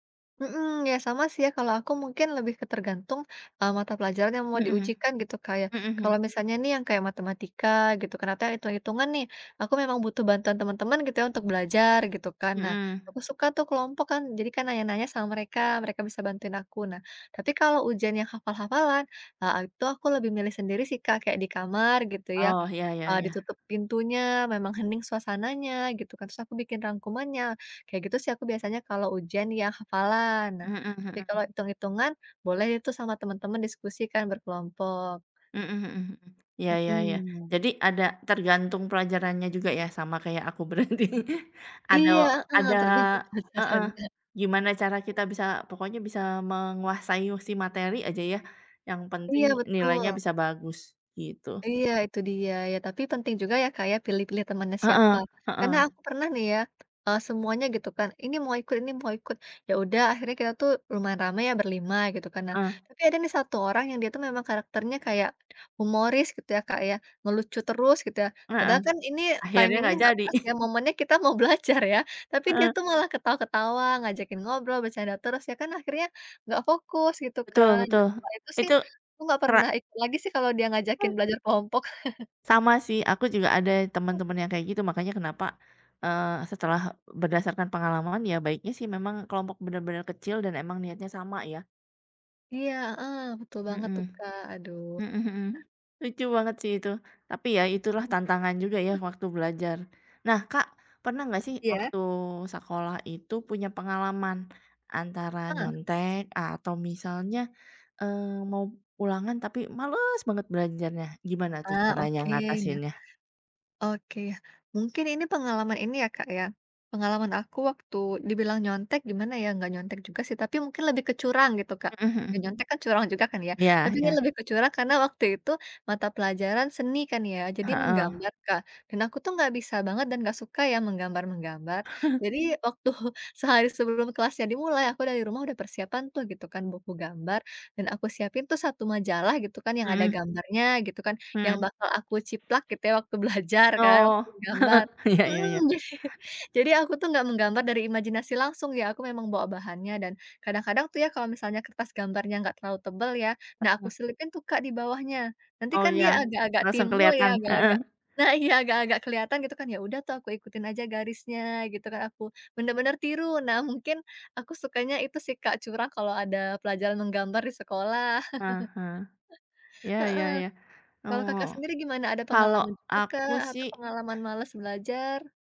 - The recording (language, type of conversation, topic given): Indonesian, unstructured, Bagaimana cara kamu mempersiapkan ujian dengan baik?
- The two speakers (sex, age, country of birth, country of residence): female, 30-34, Indonesia, Indonesia; female, 40-44, Indonesia, Indonesia
- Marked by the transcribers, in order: laughing while speaking: "berarti"; laughing while speaking: "tergantung pelajarannya"; other background noise; tapping; in English: "timing-nya"; chuckle; laughing while speaking: "mau belajar ya"; other noise; laughing while speaking: "ngajakin belajar kelompok"; chuckle; stressed: "malas"; chuckle; laughing while speaking: "waktu"; chuckle; laughing while speaking: "belajar"; laughing while speaking: "Iya iya iya"; chuckle; laughing while speaking: "nah, iya"; laughing while speaking: "Nah, mungkin"; chuckle